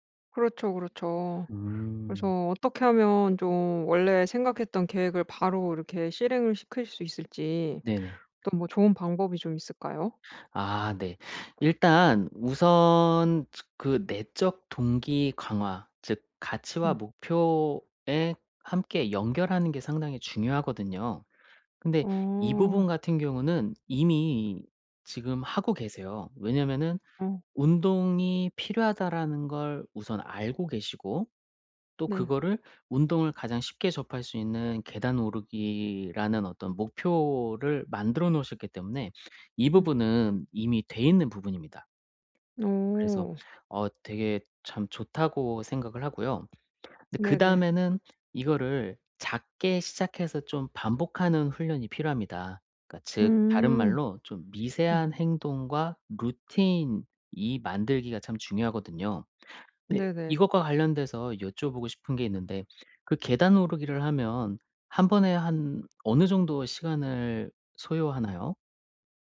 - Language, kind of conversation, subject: Korean, advice, 지속 가능한 자기관리 습관을 만들고 동기를 꾸준히 유지하려면 어떻게 해야 하나요?
- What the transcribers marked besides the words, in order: other background noise; tapping